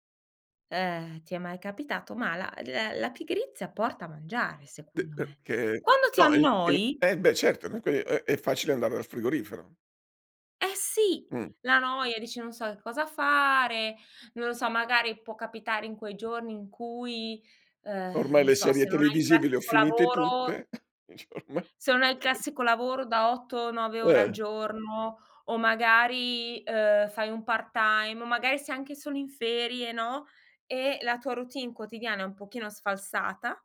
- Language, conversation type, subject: Italian, podcast, Come fai a distinguere la fame vera dalle voglie emotive?
- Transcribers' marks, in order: unintelligible speech; chuckle; laughing while speaking: "dici: ormai"; chuckle